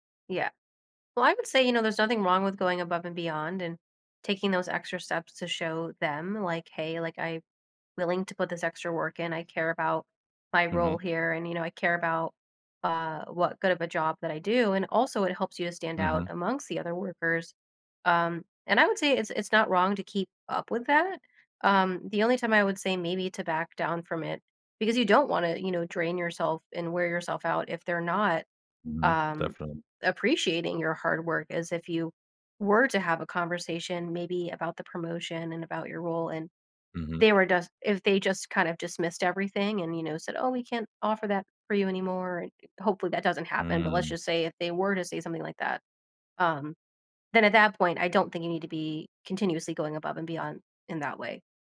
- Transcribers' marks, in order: tapping
- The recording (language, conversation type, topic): English, advice, How can I position myself for a promotion at my company?